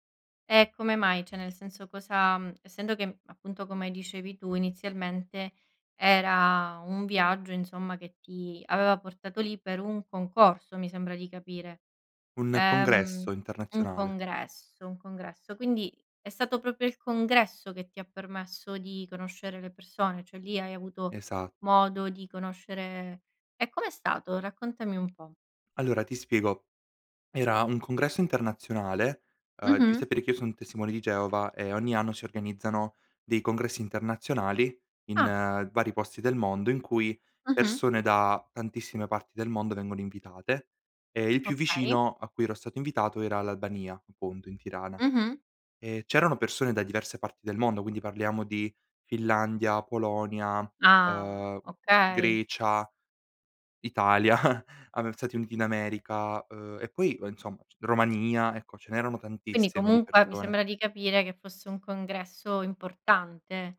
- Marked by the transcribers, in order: other background noise; "Cioè" said as "ceh"; "proprio" said as "propio"; chuckle
- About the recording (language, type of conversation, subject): Italian, podcast, Qual è stato un viaggio che ti ha cambiato la vita?